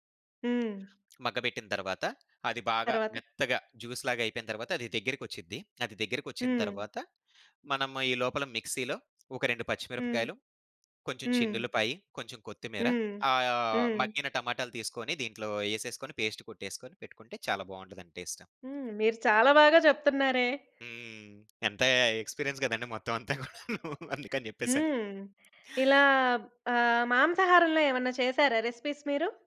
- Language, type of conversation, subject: Telugu, podcast, మీ ఇంటి ప్రత్యేకమైన కుటుంబ వంటక విధానం గురించి నాకు చెప్పగలరా?
- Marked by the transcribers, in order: tapping; in English: "జ్యూస్‌లాగా"; in English: "మిక్సీలో"; in English: "టేస్ట్"; in English: "ఎక్స్‌పీరియన్స్"; laughing while speaking: "అంతా గూడాను"; in English: "రెసిపీస్"